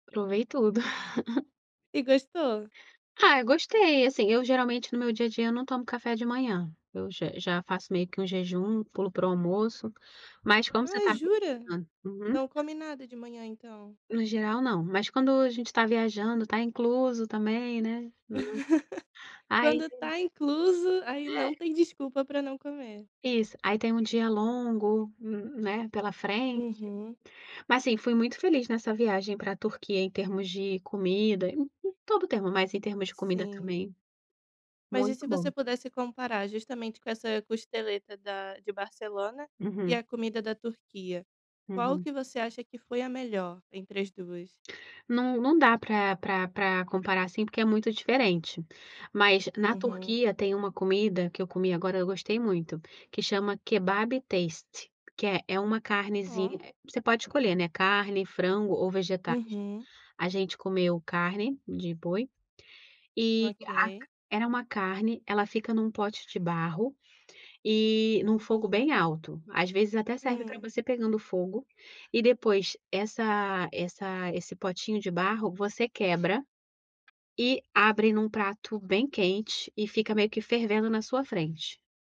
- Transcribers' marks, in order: laugh; other background noise; laugh; in Turkish: "Kebabı Testi"; tapping
- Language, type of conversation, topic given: Portuguese, podcast, Qual foi a melhor comida que você experimentou viajando?